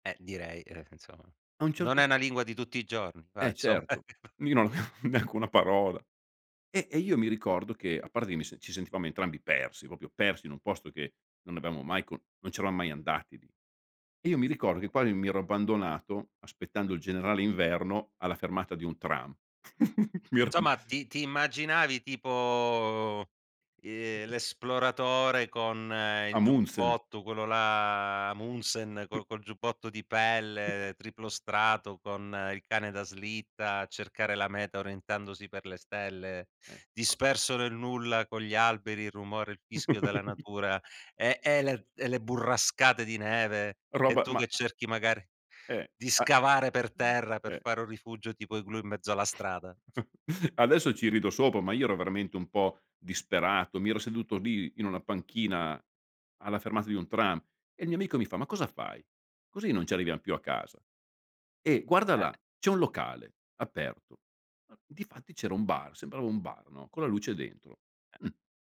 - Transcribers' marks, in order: unintelligible speech; laughing while speaking: "non avevo neanche una parola"; chuckle; "proprio" said as "propio"; chuckle; laughing while speaking: "Mi er mh"; other background noise; chuckle; chuckle
- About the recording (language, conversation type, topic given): Italian, podcast, Mi racconti di una volta in cui ti sei perso durante un viaggio: che cosa è successo?